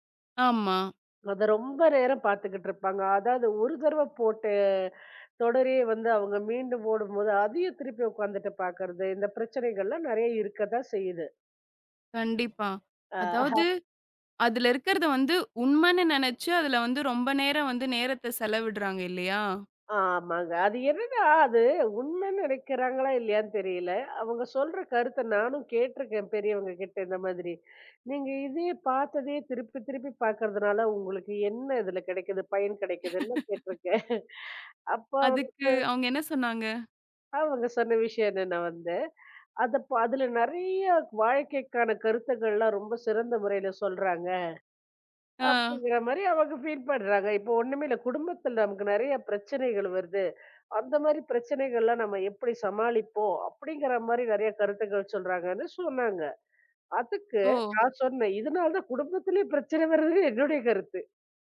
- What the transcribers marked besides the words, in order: other background noise; laugh; chuckle; in English: "ஃபீல்"; laughing while speaking: "பிரச்சனை வரது என்னுடைய கருத்து"
- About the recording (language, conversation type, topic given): Tamil, podcast, ஸ்கிரீன் நேரத்தை சமநிலையாக வைத்துக்கொள்ள முடியும் என்று நீங்கள் நினைக்கிறீர்களா?